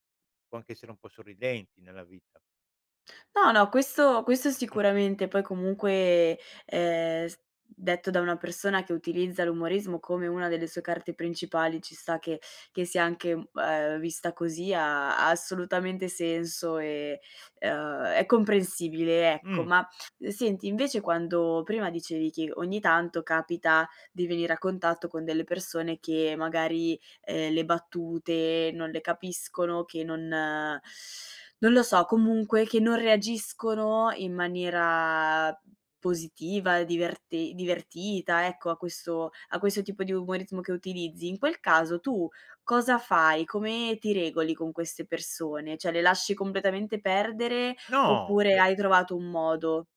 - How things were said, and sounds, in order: chuckle; teeth sucking; teeth sucking; teeth sucking; "Cioè" said as "ceh"
- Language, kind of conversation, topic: Italian, podcast, Che ruolo ha l’umorismo quando vuoi creare un legame con qualcuno?